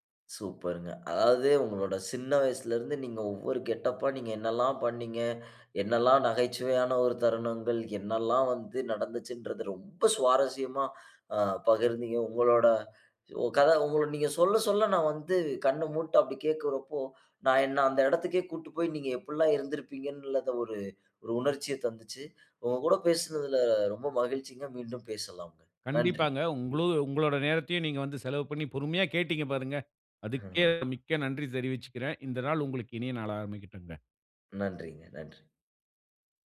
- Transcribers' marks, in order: in English: "கெட்டபா"; drawn out: "ரொம்ப"; inhale; tapping
- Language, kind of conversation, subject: Tamil, podcast, தனித்துவமான ஒரு அடையாள தோற்றம் உருவாக்கினாயா? அதை எப்படி உருவாக்கினாய்?